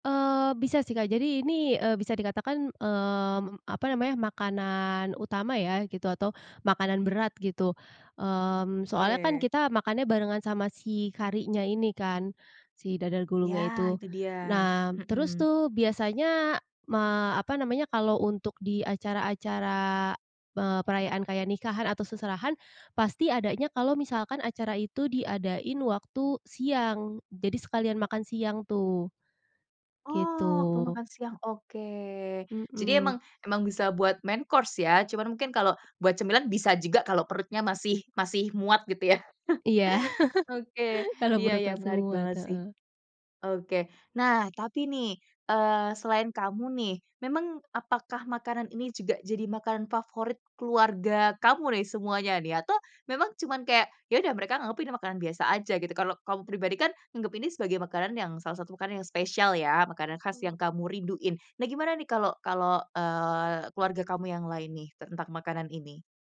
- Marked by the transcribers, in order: tapping; in English: "main course"; laughing while speaking: "ya"; chuckle
- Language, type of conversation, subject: Indonesian, podcast, Apa makanan khas perayaan di kampung halamanmu yang kamu rindukan?